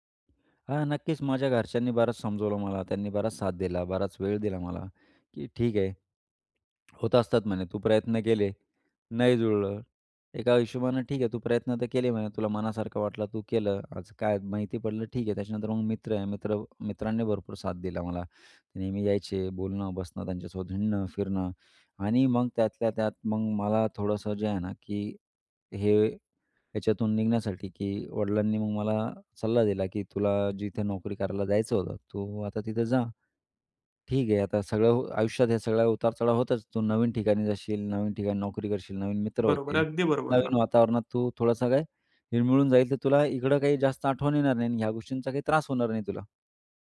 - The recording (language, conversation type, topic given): Marathi, podcast, तुझ्या आयुष्यातला एक मोठा वळण कोणता होता?
- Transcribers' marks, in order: none